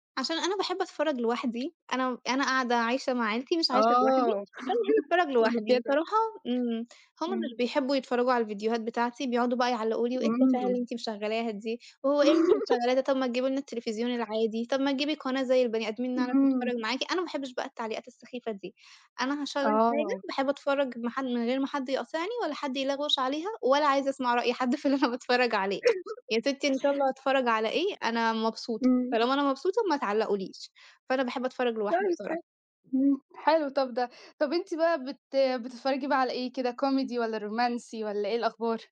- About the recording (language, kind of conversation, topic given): Arabic, podcast, إزاي بتحاول تقلّل وقت قعدتك قدّام الشاشة؟
- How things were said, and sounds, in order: tapping; laugh; laugh; laughing while speaking: "في اللي أنا"; laugh; other background noise; in English: "comedy"